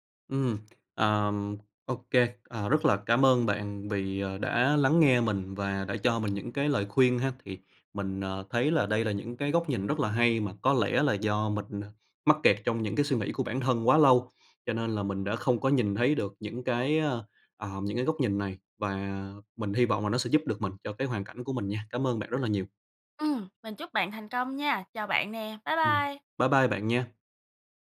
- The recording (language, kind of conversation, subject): Vietnamese, advice, Bạn đang tự kỷ luật quá khắt khe đến mức bị kiệt sức như thế nào?
- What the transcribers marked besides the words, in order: tapping